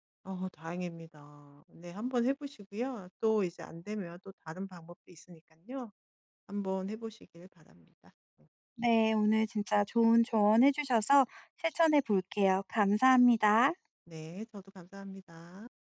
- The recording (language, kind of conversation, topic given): Korean, advice, 쇼핑 스트레스를 줄이면서 효율적으로 물건을 사려면 어떻게 해야 하나요?
- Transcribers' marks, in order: other background noise